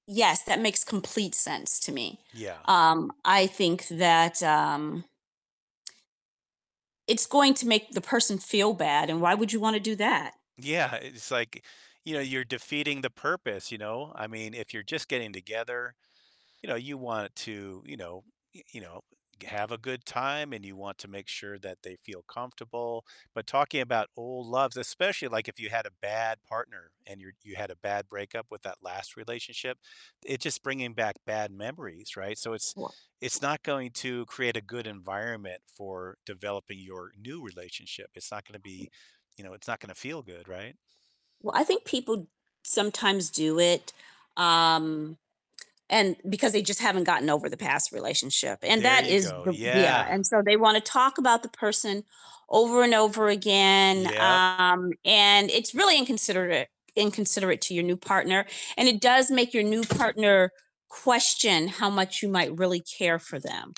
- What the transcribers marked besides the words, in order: laughing while speaking: "Yeah"; static; other background noise; unintelligible speech; tapping; distorted speech; "inconsiderate" said as "inconsiderare"; door
- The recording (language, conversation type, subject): English, unstructured, Should you openly discuss past relationships with a new partner?
- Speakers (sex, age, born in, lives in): female, 55-59, United States, United States; male, 65-69, United States, United States